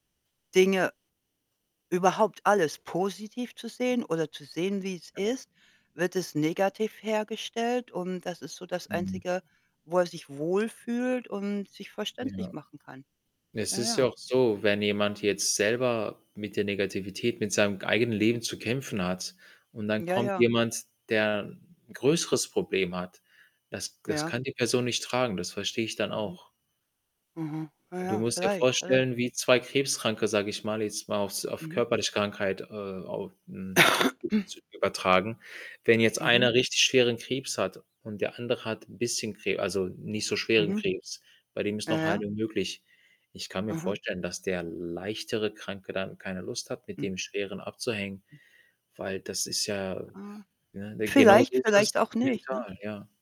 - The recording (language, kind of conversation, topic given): German, unstructured, Wie beeinflussen Freunde deine Identität?
- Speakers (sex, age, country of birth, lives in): female, 55-59, Germany, United States; male, 45-49, Germany, Germany
- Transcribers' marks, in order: unintelligible speech; distorted speech; static; other background noise; cough; unintelligible speech